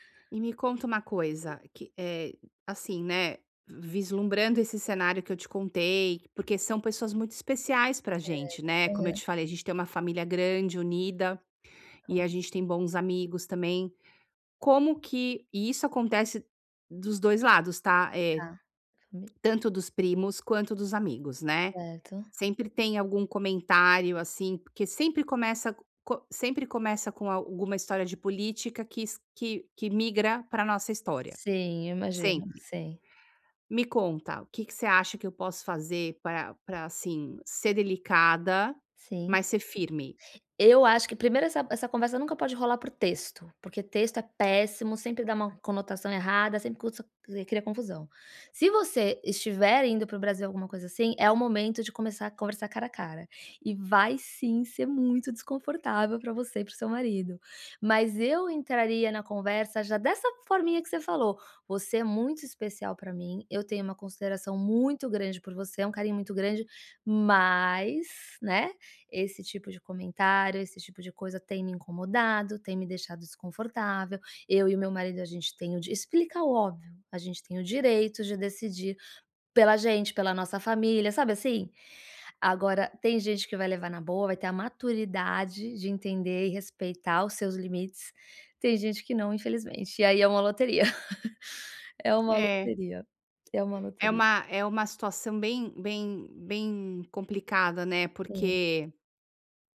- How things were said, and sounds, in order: chuckle
- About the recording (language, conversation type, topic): Portuguese, advice, Como posso estabelecer limites com amigos sem magoá-los?